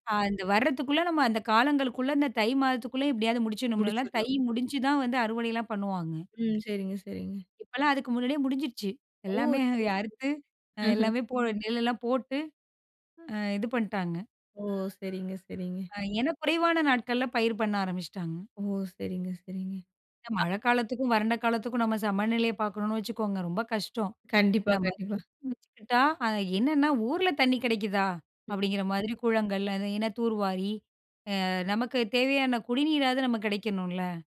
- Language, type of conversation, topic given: Tamil, podcast, மழைக்காலமும் வறண்ட காலமும் நமக்கு சமநிலையை எப்படி கற்பிக்கின்றன?
- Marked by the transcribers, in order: other noise; other background noise; unintelligible speech